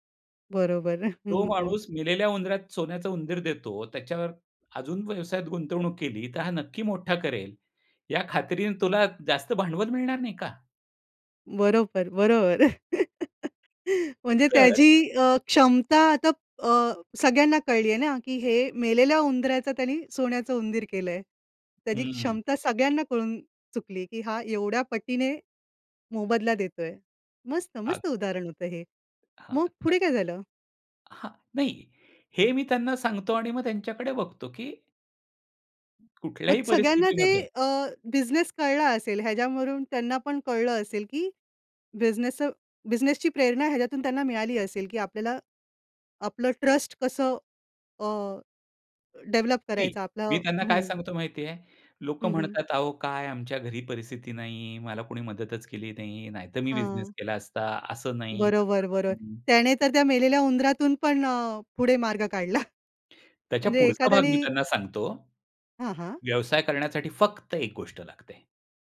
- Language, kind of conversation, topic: Marathi, podcast, लोकांना प्रेरित करण्यासाठी तुम्ही कथा कशा वापरता?
- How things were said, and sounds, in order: chuckle; chuckle; other background noise; tapping; in English: "ट्रस्ट"; in English: "डेव्हलप"; laughing while speaking: "काढला"